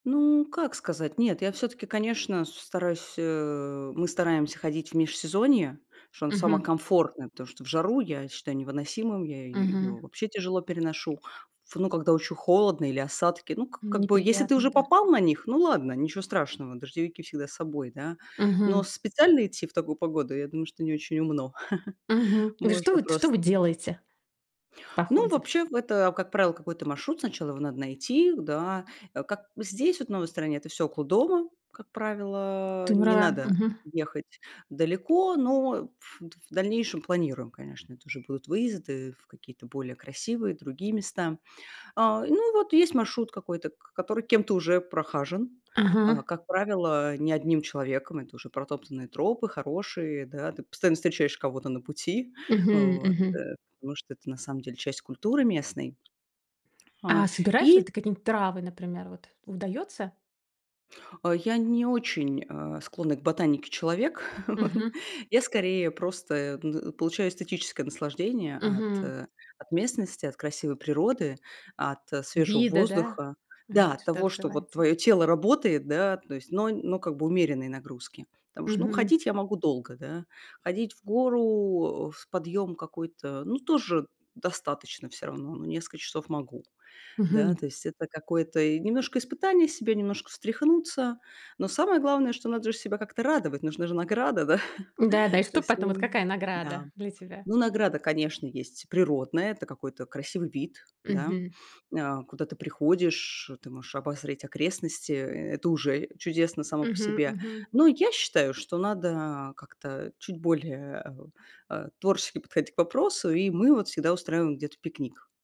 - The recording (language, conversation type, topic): Russian, podcast, Как научиться замечать маленькие радости в походе или на даче?
- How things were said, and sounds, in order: tapping; chuckle; other background noise; laugh; laughing while speaking: "да"